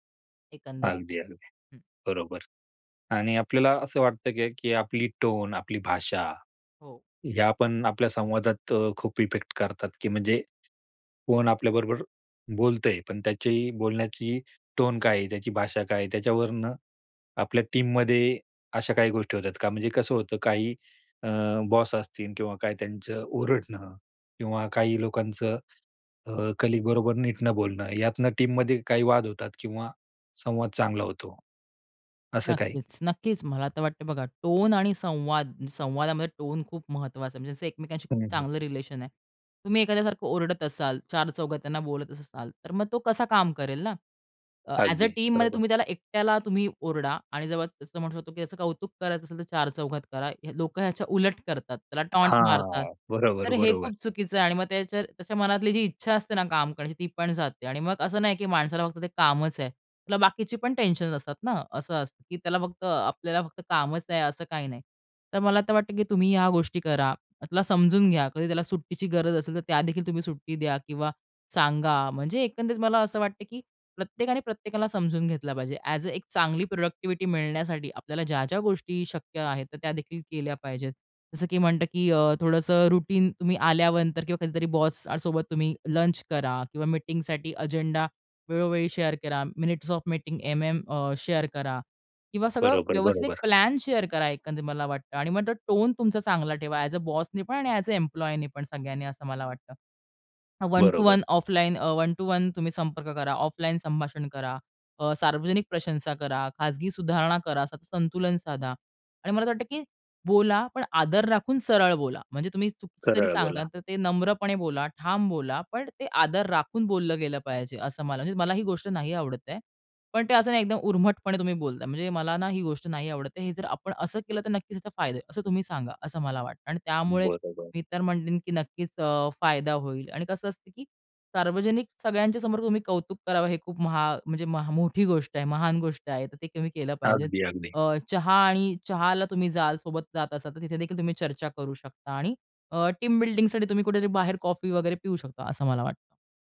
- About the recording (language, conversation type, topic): Marathi, podcast, टीममधला चांगला संवाद कसा असतो?
- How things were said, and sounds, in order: in English: "इफेक्ट"; in English: "टीममध्ये"; in English: "कलीग"; in English: "टीममध्ये"; tapping; in English: "ॲज अ टीममध्ये"; drawn out: "हां"; in English: "ॲज अ"; in English: "रुटीन"; in English: "शेअर"; in English: "शेअर"; in English: "शेअर"; in English: "ॲज अ"; in English: "एम्प्लॉयीनीपण"; in English: "वन टू वन"; "खरं" said as "करळ"; in English: "टीम"